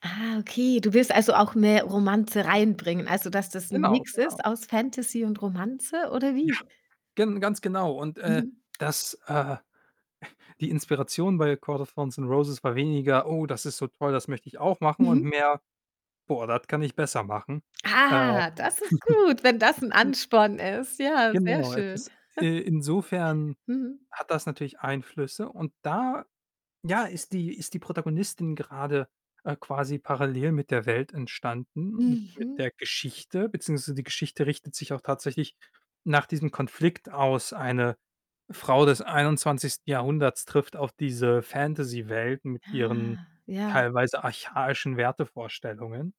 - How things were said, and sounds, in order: other background noise; tapping; chuckle; chuckle; chuckle
- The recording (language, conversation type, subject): German, podcast, Wie entwickelst du Figuren oder Charaktere?